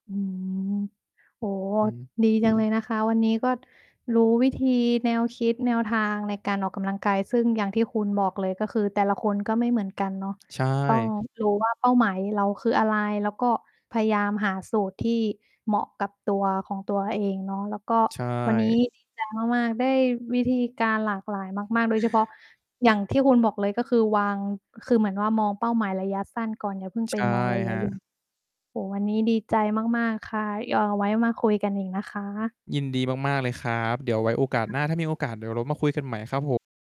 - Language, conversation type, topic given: Thai, podcast, คุณควรเริ่มออกกำลังกายครั้งแรกอย่างไรเพื่อไม่ให้ท้อ?
- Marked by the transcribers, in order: tapping; mechanical hum; distorted speech; other noise